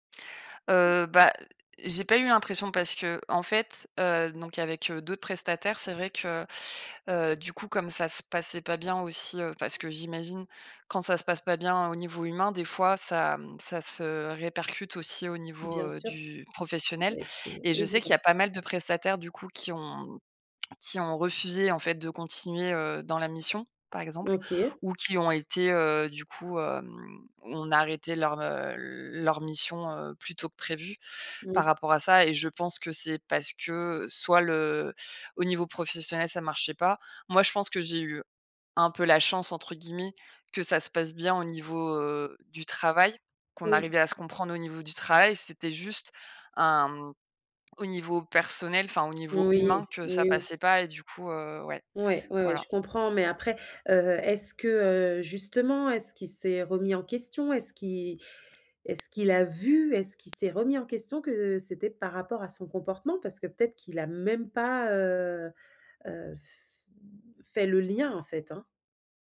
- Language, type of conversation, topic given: French, advice, Comment décrire mon manque de communication et mon sentiment d’incompréhension ?
- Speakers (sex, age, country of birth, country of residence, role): female, 30-34, France, France, advisor; female, 35-39, France, France, user
- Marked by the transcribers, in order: other background noise; stressed: "vu"